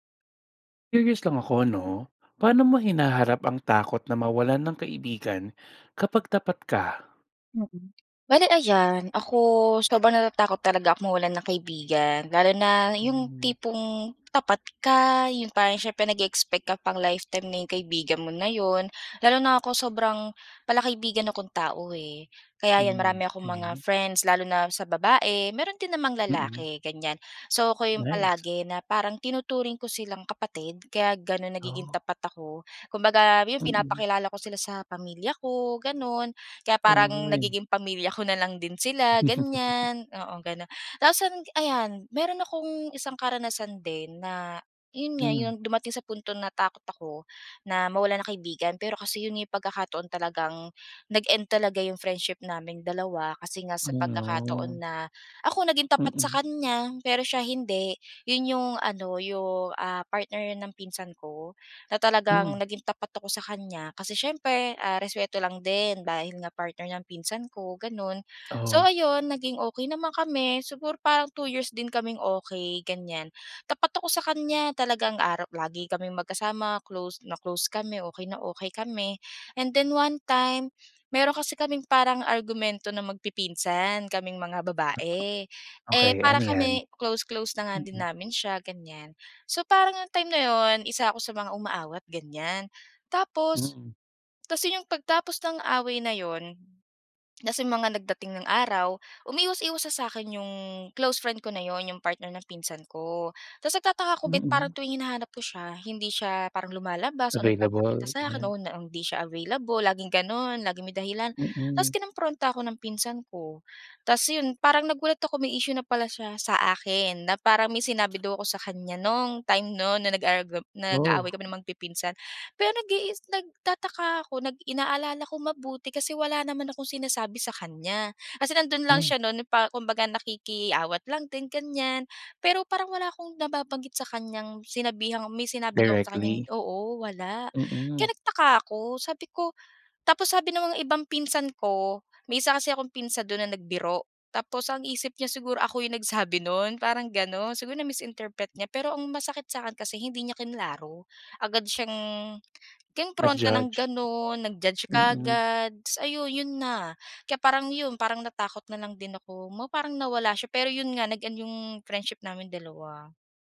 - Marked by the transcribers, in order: tapping; other background noise; "okey" said as "aley"; in English: "and then one time"; swallow; laughing while speaking: "time nun"; laughing while speaking: "nagsabi"
- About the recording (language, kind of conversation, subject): Filipino, podcast, Paano mo hinaharap ang takot na mawalan ng kaibigan kapag tapat ka?